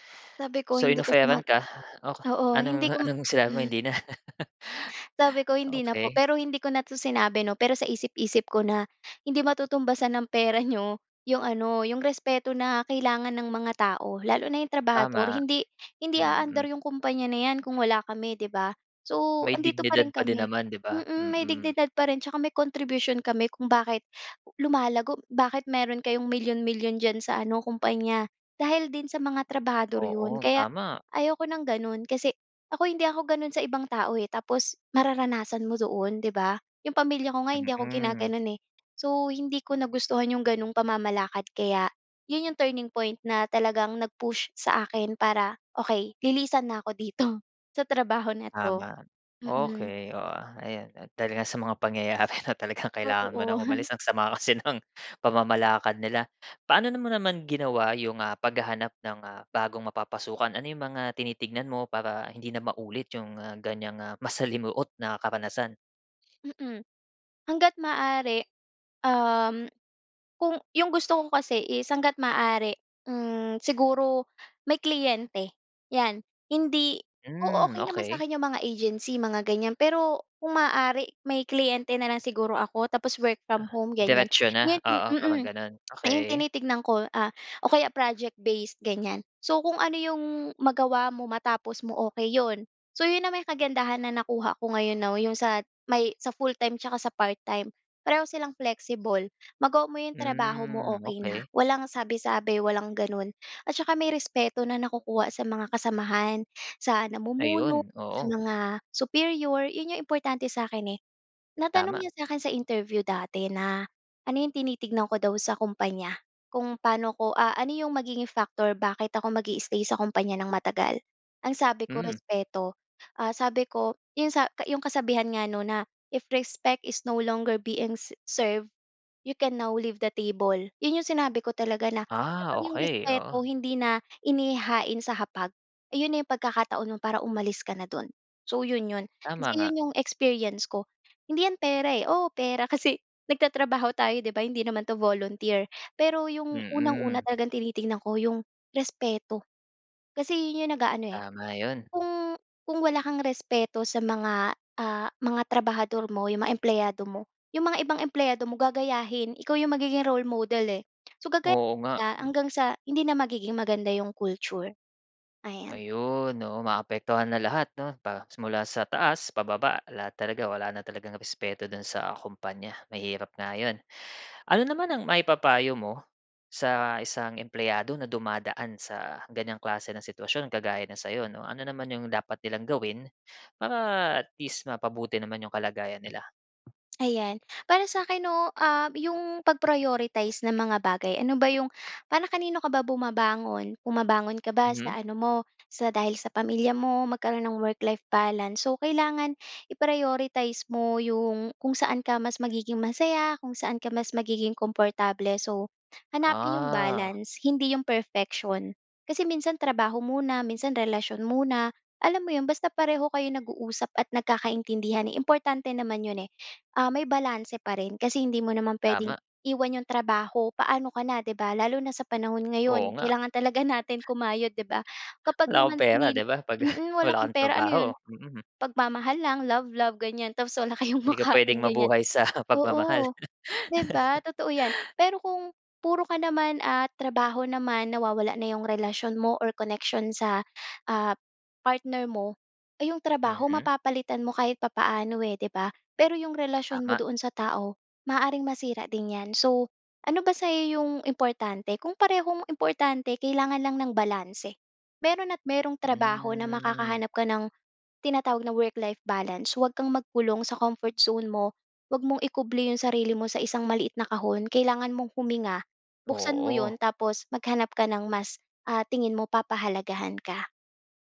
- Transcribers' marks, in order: gasp; chuckle; in English: "contribution"; other background noise; tapping; in English: "turning point"; chuckle; chuckle; in English: "agency"; tongue click; in English: "project-based"; in English: "full-time"; in English: "part-time"; in English: "flexible"; in English: "superior"; in English: "factor"; in English: "mag-i-stay"; in English: "If respect is no longer … leave the table"; in English: "role model"; in English: "culture"; tongue click; in English: "pag-prioritize"; in English: "work-life balance"; in English: "i-prioritize"; in English: "balance"; in English: "perfection"; other noise; chuckle; laughing while speaking: "wala kayong makain, ganyan"; laughing while speaking: "sa pagmamahal"; laugh; in English: "connection"; in English: "work-life balance"; in English: "comfort zone"
- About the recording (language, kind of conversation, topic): Filipino, podcast, Ano ang pinakamahirap sa pagbabalansi ng trabaho at relasyon?